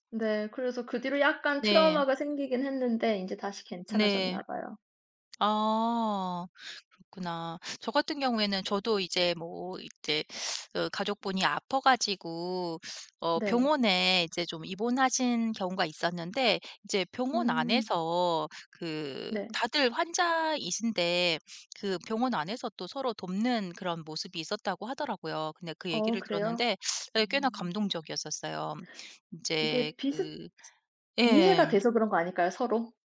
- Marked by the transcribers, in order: other background noise
- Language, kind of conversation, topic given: Korean, unstructured, 도움이 필요한 사람을 보면 어떻게 행동하시나요?